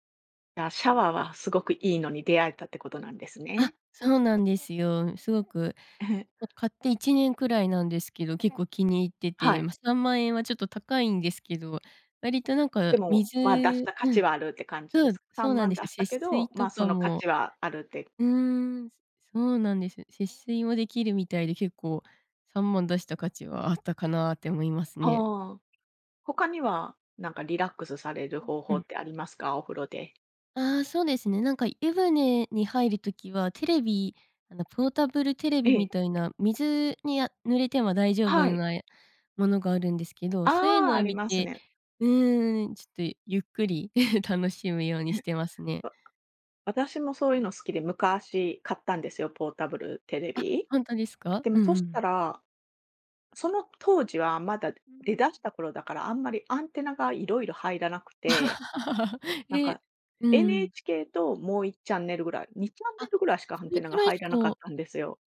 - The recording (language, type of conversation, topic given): Japanese, podcast, お風呂でリラックスする方法は何ですか？
- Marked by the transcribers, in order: other background noise; chuckle; chuckle; laugh